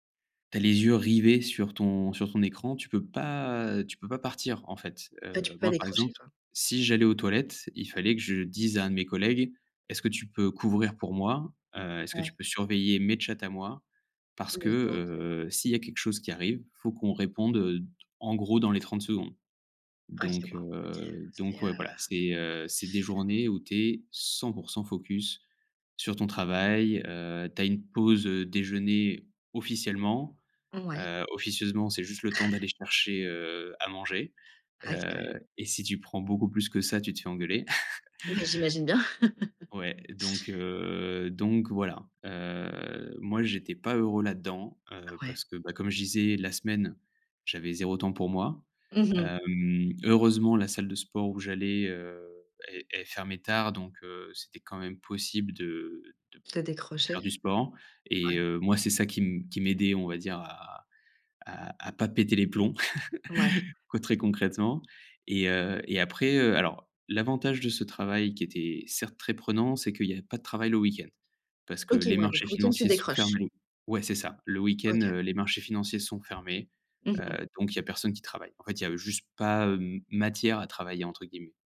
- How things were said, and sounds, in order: surprised: "OK, waouh, OK. C'est heu"; chuckle; unintelligible speech; chuckle; drawn out: "Heu"; other background noise; chuckle; tapping
- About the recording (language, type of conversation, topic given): French, podcast, Comment choisir entre la sécurité et l’ambition ?